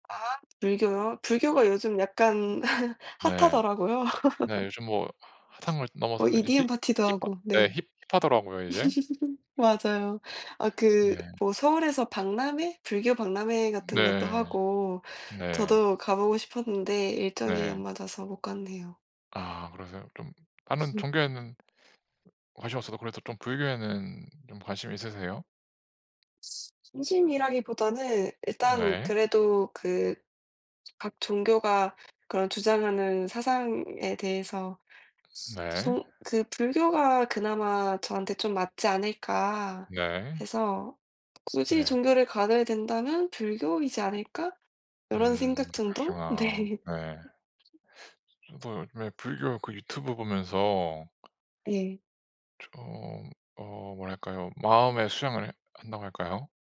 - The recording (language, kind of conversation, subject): Korean, unstructured, 스트레스를 받을 때 어떻게 해소하시나요?
- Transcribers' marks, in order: other background noise; tapping; laugh; laugh; laughing while speaking: "네"; laugh